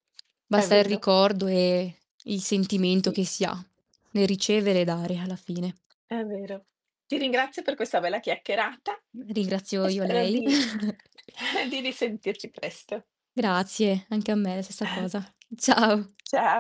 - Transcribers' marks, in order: distorted speech; other background noise; static; chuckle; background speech; chuckle; laughing while speaking: "Ciao"
- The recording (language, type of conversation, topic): Italian, unstructured, Quali sono i piccoli piaceri che ti rendono felice?